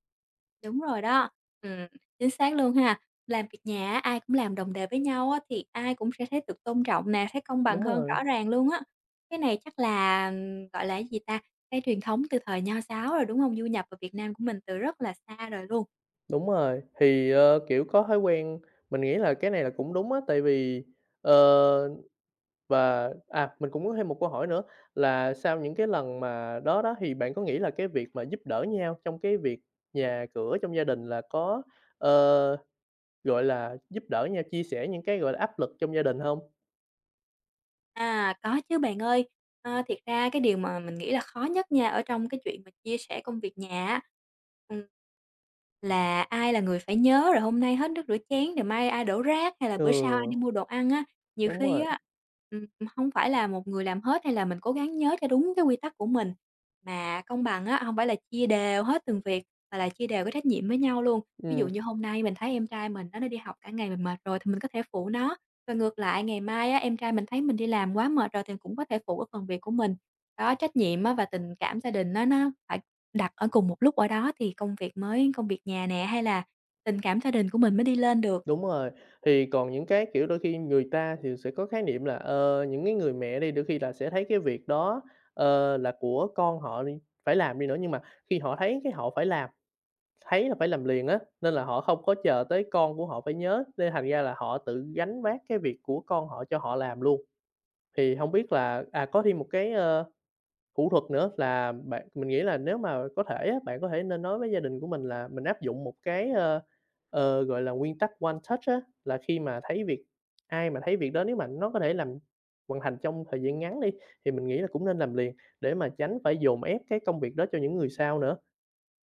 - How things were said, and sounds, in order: other background noise; tapping; in English: "One Touch"
- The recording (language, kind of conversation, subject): Vietnamese, podcast, Làm sao bạn phân chia trách nhiệm làm việc nhà với người thân?